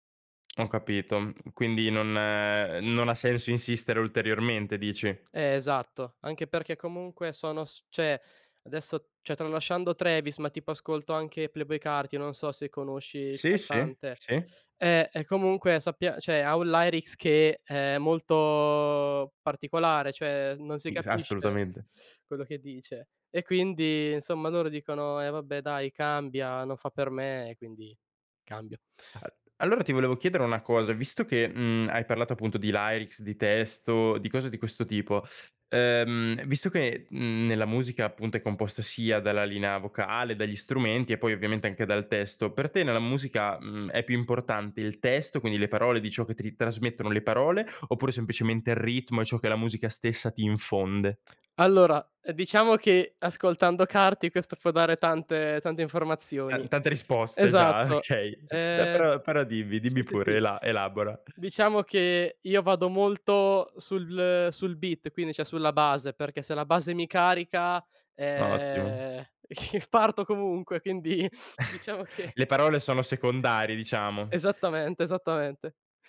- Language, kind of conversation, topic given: Italian, podcast, Che playlist senti davvero tua, e perché?
- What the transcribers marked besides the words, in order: "cioè" said as "ceh"; "cioè" said as "ceh"; in English: "lyrics"; in English: "lyrics"; "ti" said as "tri"; laughing while speaking: "okay"; in English: "beat"; "quindi" said as "quini"; "cioè" said as "ceh"; chuckle; chuckle